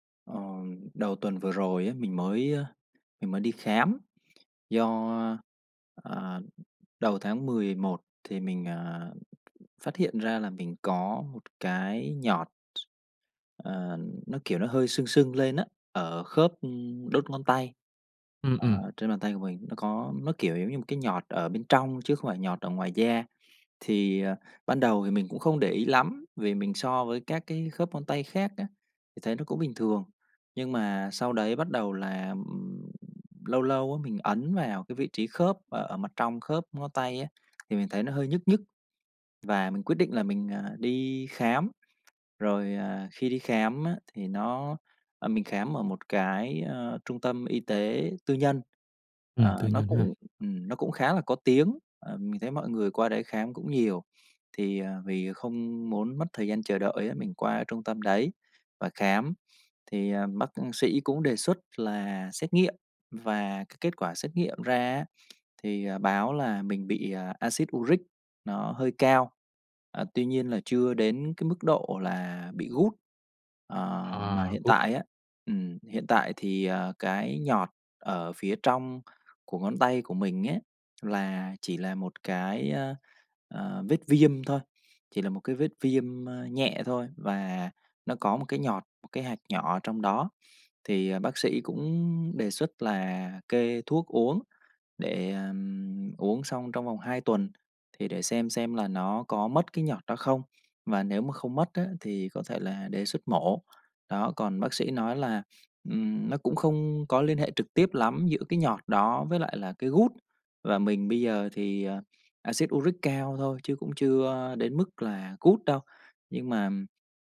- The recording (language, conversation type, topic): Vietnamese, advice, Kết quả xét nghiệm sức khỏe không rõ ràng khiến bạn lo lắng như thế nào?
- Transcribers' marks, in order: tapping; other noise